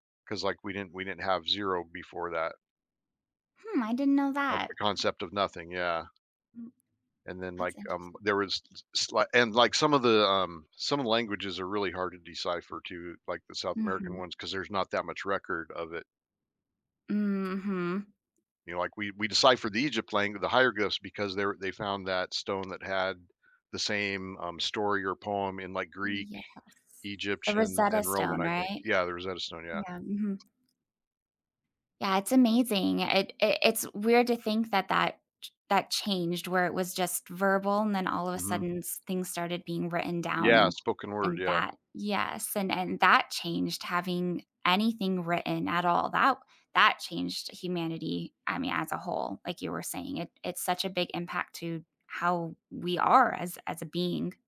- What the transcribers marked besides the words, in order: tapping; other background noise
- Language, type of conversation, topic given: English, unstructured, What event changed history the most?
- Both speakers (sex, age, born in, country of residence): female, 30-34, United States, United States; male, 55-59, United States, United States